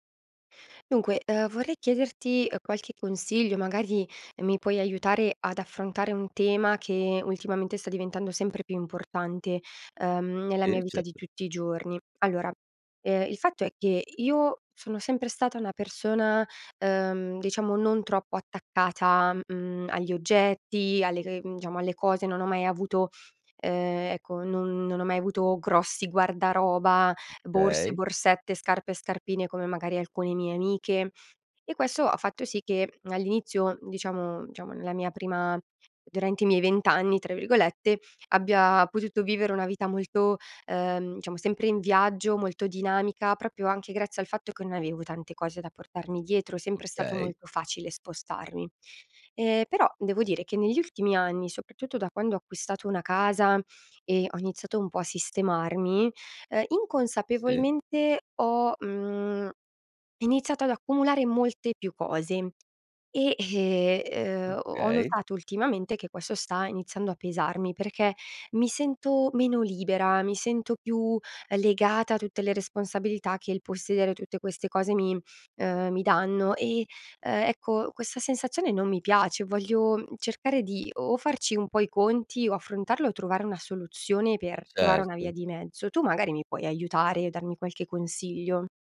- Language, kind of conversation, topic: Italian, advice, Come posso iniziare a vivere in modo più minimalista?
- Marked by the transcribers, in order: "certo" said as "cetto"; "diciamo" said as "ciamo"; "diciamo" said as "ciamo"; "diciamo" said as "ciamo"; "proprio" said as "propio"